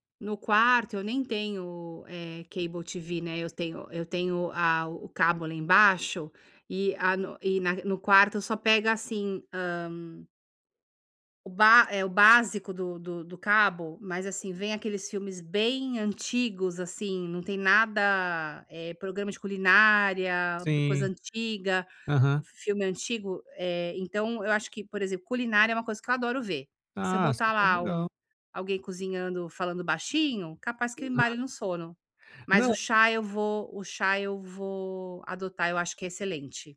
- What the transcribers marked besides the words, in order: in English: "cable TV"; tapping
- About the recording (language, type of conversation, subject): Portuguese, advice, Como posso estabelecer hábitos calmantes antes de dormir todas as noites?